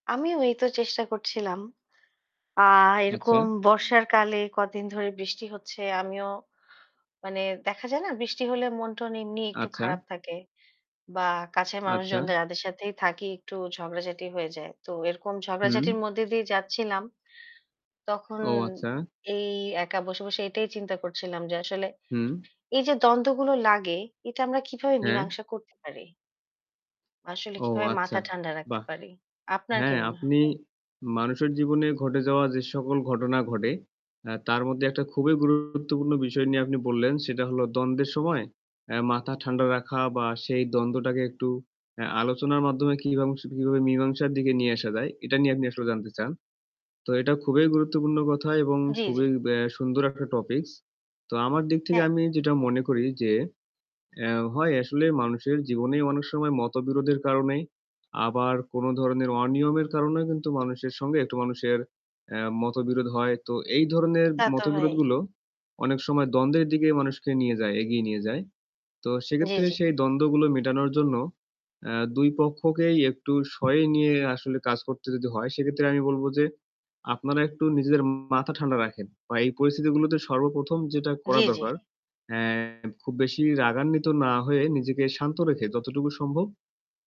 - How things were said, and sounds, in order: static; other background noise; distorted speech; "কীভাবে" said as "কিবাবে"
- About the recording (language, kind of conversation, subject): Bengali, unstructured, দ্বন্দ্বের সময় মীমাংসার জন্য আপনি কীভাবে আলোচনা শুরু করেন?
- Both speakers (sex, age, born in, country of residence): female, 25-29, Bangladesh, Bangladesh; male, 20-24, Bangladesh, Bangladesh